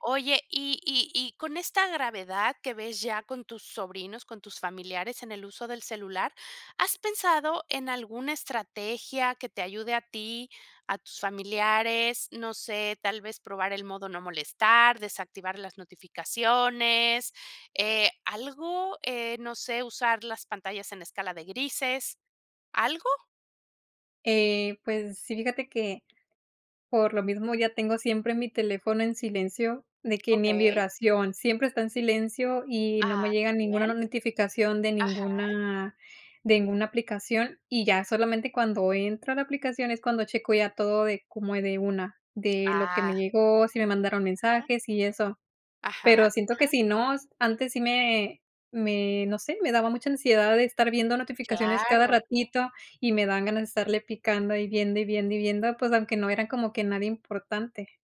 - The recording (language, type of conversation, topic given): Spanish, podcast, ¿Hasta dónde dejas que el móvil controle tu día?
- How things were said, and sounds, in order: tapping